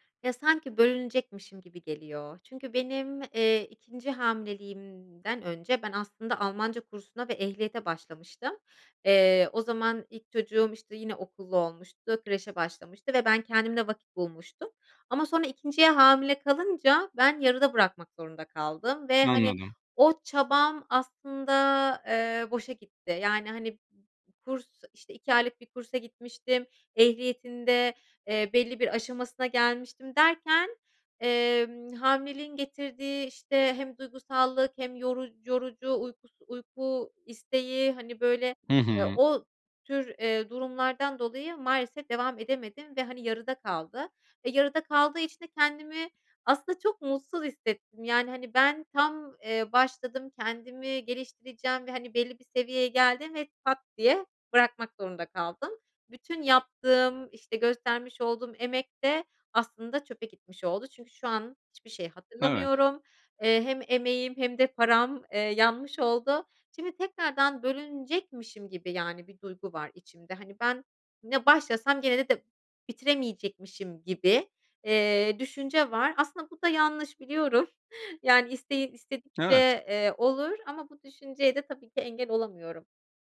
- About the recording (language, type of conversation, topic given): Turkish, advice, Görevleri sürekli bitiremiyor ve her şeyi erteliyorsam, okulda ve işte zorlanırken ne yapmalıyım?
- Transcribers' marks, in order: tapping; other background noise; other noise; chuckle